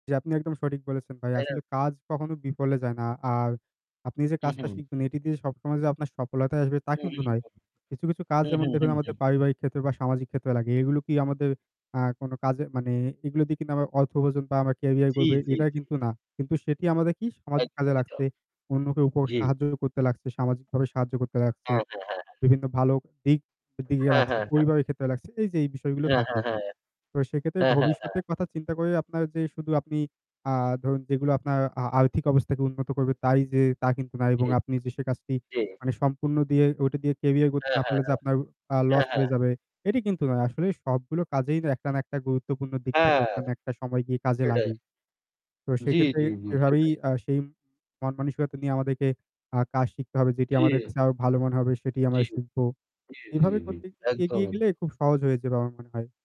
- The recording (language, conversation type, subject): Bengali, unstructured, ভবিষ্যৎ অনিশ্চিত থাকলে তুমি কীভাবে চাপ সামলাও?
- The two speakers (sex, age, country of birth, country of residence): male, 20-24, Bangladesh, Bangladesh; male, 20-24, Bangladesh, Bangladesh
- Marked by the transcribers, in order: static; "কিন্তু" said as "কিনু"; "অর্থ" said as "অত্থ"; "উপার্জন" said as "উয়াজন"; unintelligible speech; distorted speech; "দিকে" said as "দিগে"; tapping; "করে" said as "কয়ে"; "গুরুত্বপূর্ণ" said as "গুউত্তপুর্ন"; "আরো" said as "আও"; unintelligible speech